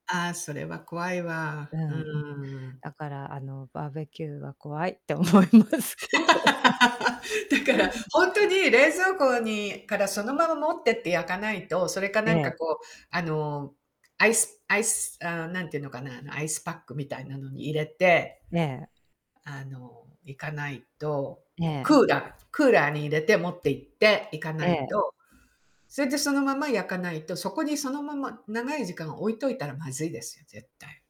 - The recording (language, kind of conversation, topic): Japanese, unstructured, 賞味期限が切れた食品を食べるのは怖いですか？
- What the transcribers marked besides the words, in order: laughing while speaking: "思いますけど"; laugh; distorted speech; mechanical hum; static